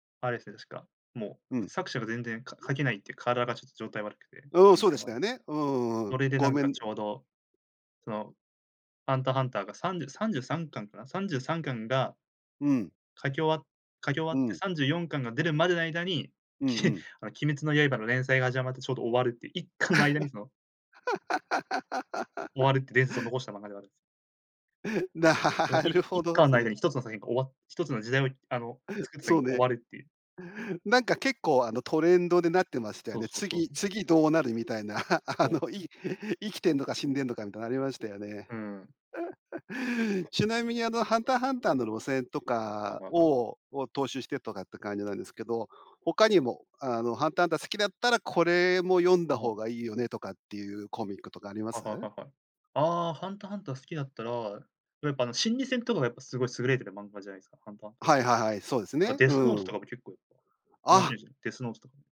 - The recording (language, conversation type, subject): Japanese, podcast, 漫画で特に好きな作品は何ですか？
- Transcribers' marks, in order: laugh; laughing while speaking: "なるほど"; laugh; laughing while speaking: "あ、あの"; giggle